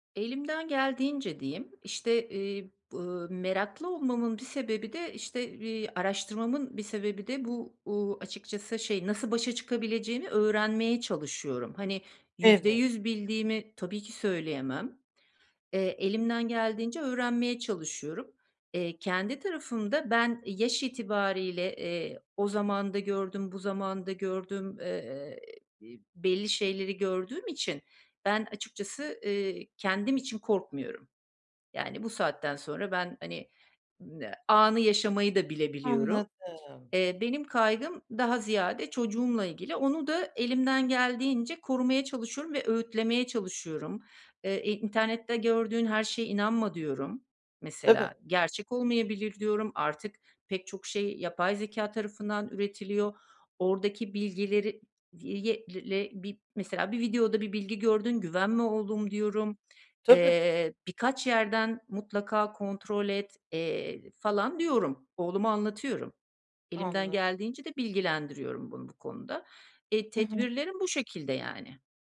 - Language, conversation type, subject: Turkish, advice, Belirsizlik ve hızlı teknolojik ya da sosyal değişimler karşısında nasıl daha güçlü ve uyumlu kalabilirim?
- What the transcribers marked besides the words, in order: other noise; other background noise; unintelligible speech; tapping